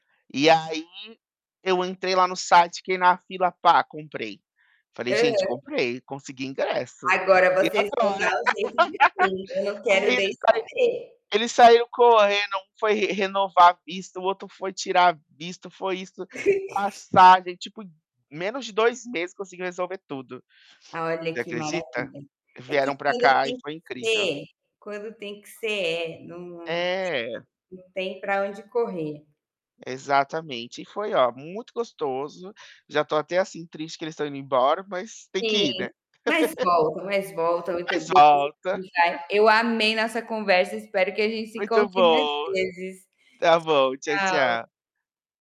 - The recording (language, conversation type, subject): Portuguese, unstructured, Qual foi o momento mais inesperado que você viveu com seus amigos?
- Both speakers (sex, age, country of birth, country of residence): female, 35-39, Brazil, Portugal; male, 30-34, Brazil, United States
- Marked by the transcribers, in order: distorted speech; laugh; chuckle; tapping; laugh; unintelligible speech; laugh